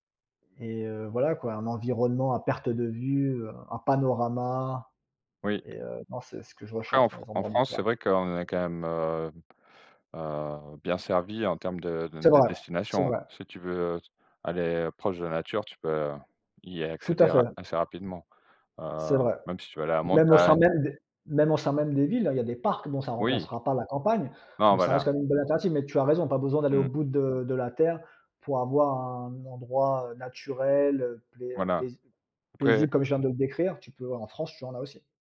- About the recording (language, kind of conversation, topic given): French, unstructured, As-tu un endroit dans la nature que tu aimes visiter souvent ?
- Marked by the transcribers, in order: tapping